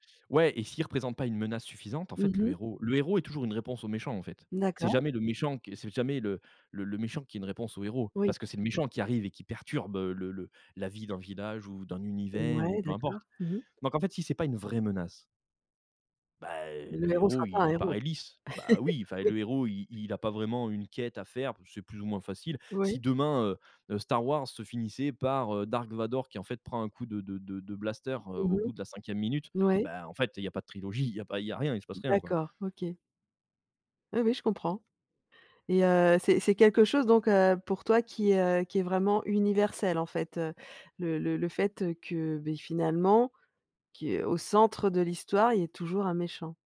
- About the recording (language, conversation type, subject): French, podcast, Qu'est-ce qui fait, selon toi, une bonne histoire ?
- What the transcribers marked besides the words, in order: stressed: "vraie"; chuckle